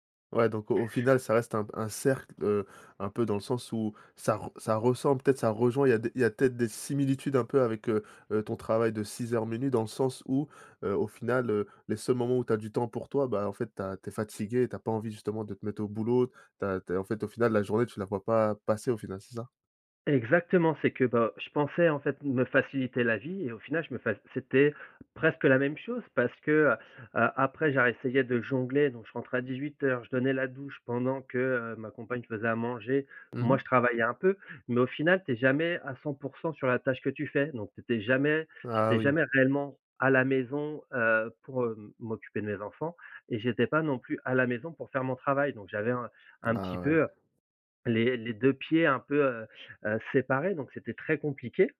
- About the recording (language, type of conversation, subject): French, podcast, Comment équilibrez-vous travail et vie personnelle quand vous télétravaillez à la maison ?
- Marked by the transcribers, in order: tapping; other background noise